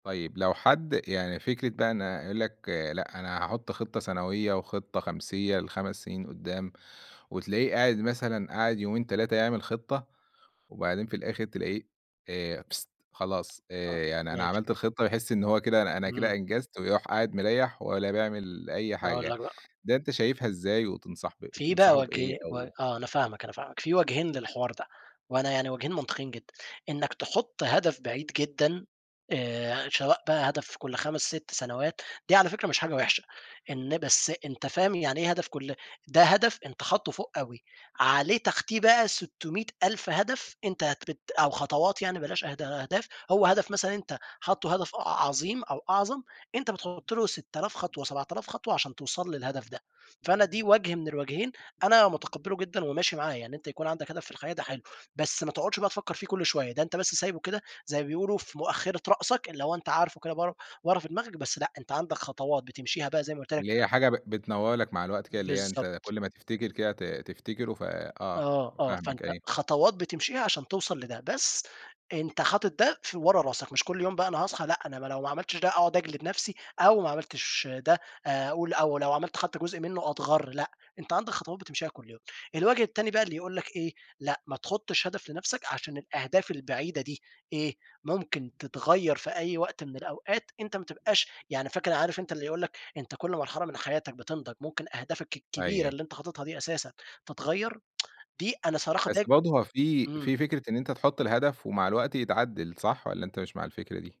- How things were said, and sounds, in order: other noise; unintelligible speech; other background noise; tsk
- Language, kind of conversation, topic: Arabic, podcast, إيه أول خطوة بتعملها لما تحب تبني عادة من جديد؟